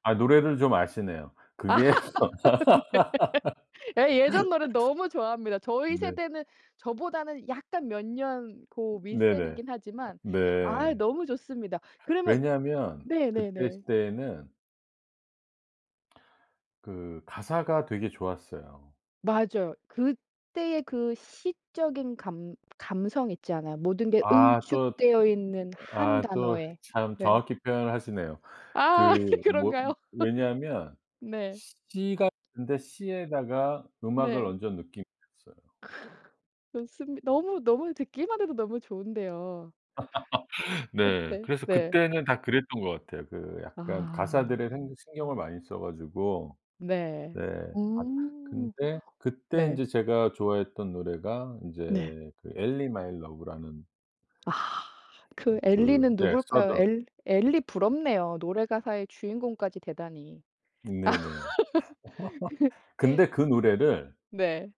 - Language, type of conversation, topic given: Korean, podcast, 다시 듣고 싶은 옛 노래가 있으신가요?
- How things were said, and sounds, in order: laugh; laughing while speaking: "네"; laugh; laugh; other background noise; laughing while speaking: "그런가요?"; laugh; other noise; tapping; laugh; laugh; laughing while speaking: "그"